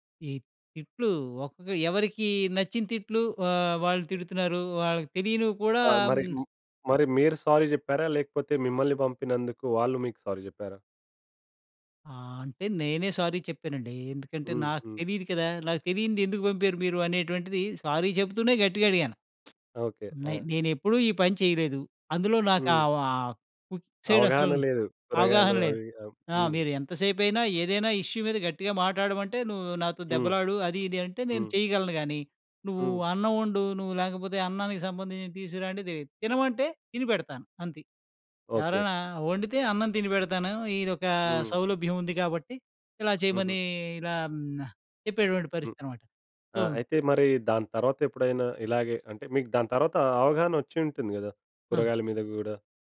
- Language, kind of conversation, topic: Telugu, podcast, నమ్మకాన్ని తిరిగి పొందాలంటే క్షమాపణ చెప్పడం ఎంత ముఖ్యము?
- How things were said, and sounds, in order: other noise; in English: "సారీ"; in English: "సారీ"; in English: "సారీ"; in English: "సారీ"; lip smack; in English: "ఫుడ్"; in English: "ఇష్యూ"; other background noise; in English: "సో"